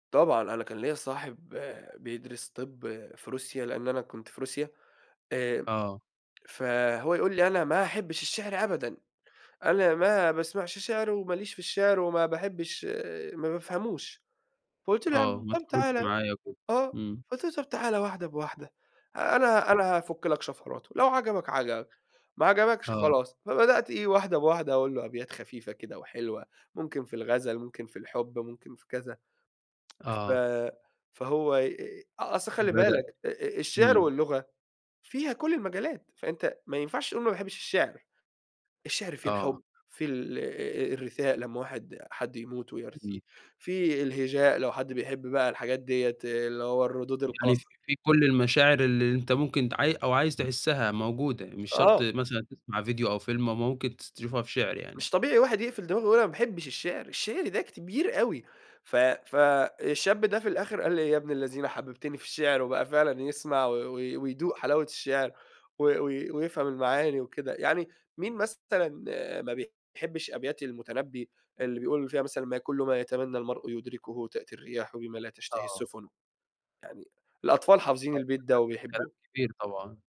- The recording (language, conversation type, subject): Arabic, podcast, إيه دور لغتك الأم في إنك تفضل محافظ على هويتك؟
- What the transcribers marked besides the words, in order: other noise; tapping; tsk; "كبير" said as "كتبير"; unintelligible speech